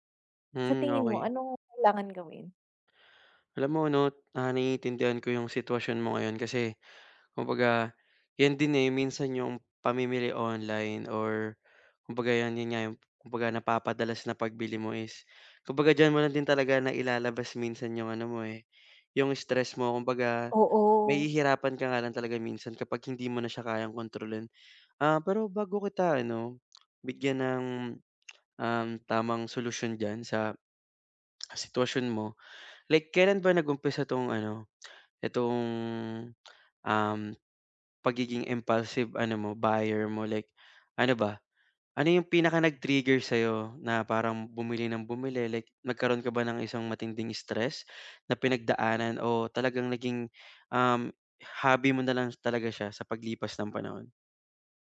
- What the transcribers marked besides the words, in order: tapping; tongue click; tongue click
- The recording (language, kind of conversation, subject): Filipino, advice, Paano ko mapipigilan ang impulsibong pamimili sa araw-araw?